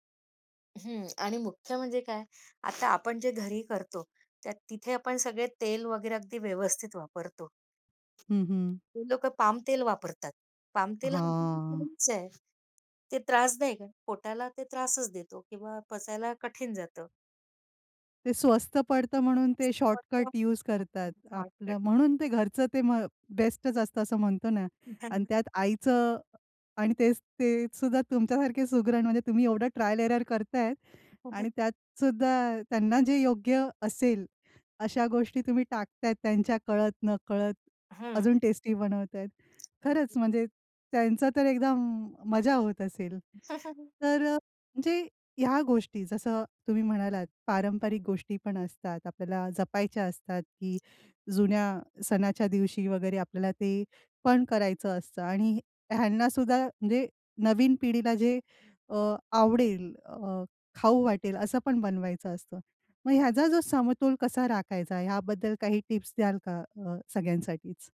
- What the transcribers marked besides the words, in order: tapping; other background noise; other noise; unintelligible speech; in English: "ट्रायल एरर"; unintelligible speech
- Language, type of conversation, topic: Marathi, podcast, सणाच्या जेवणात पारंपारिक आणि नवे पदार्थ यांचा समतोल तुम्ही कसा साधता?